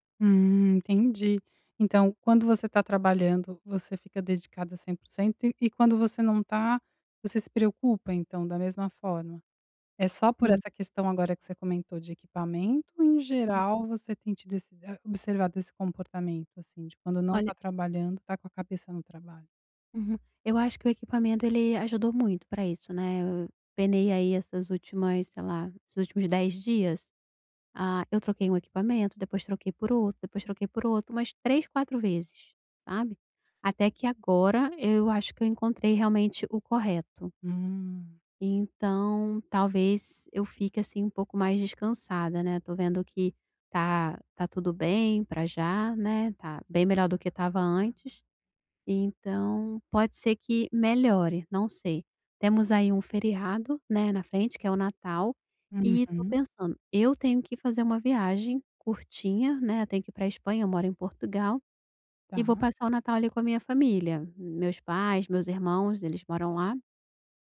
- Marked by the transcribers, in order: none
- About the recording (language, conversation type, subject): Portuguese, advice, Como posso equilibrar meu tempo entre responsabilidades e lazer?